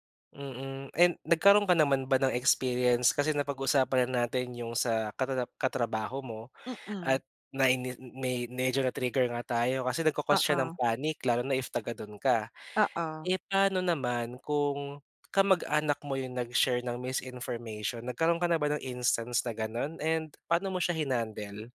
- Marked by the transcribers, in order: none
- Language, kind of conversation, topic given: Filipino, podcast, Paano mo hinaharap ang mga pekeng balita o maling impormasyon na nakikita mo?